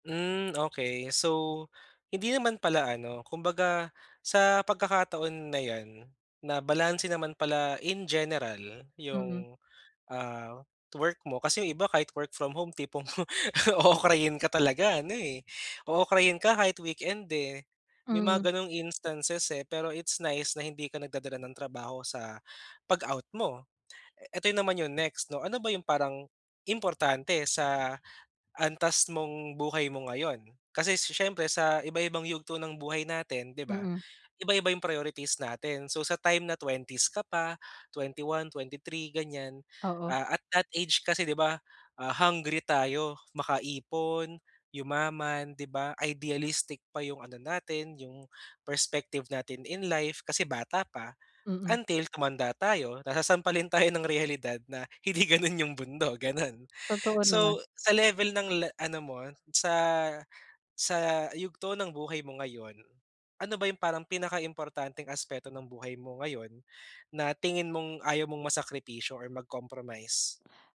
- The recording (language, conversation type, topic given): Filipino, advice, Paano ko mababalanse ang trabaho at personal na buhay tuwing weekend at bakasyon?
- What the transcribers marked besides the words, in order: tongue click; stressed: "in"; tapping; laughing while speaking: "ookrayin"; other background noise; laughing while speaking: "tayo ng reyalidad"; laughing while speaking: "hindi gano'n yung mundo, gano'n"